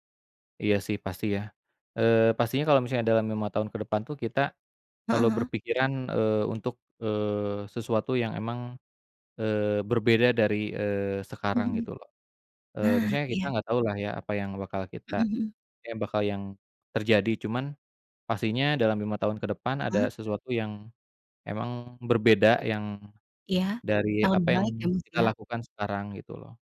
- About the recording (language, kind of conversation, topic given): Indonesian, unstructured, Bagaimana kamu membayangkan hidupmu lima tahun ke depan?
- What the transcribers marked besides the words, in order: none